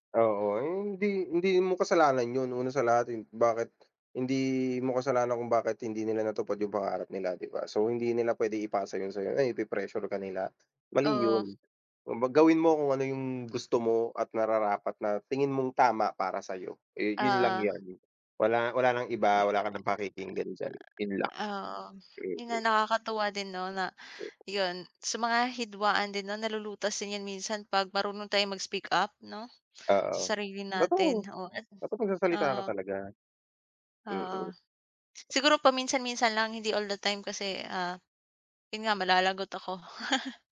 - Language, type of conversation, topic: Filipino, unstructured, Paano ninyo nilulutas ang mga hidwaan sa loob ng pamilya?
- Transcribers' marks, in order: tapping; other background noise; other noise; background speech; chuckle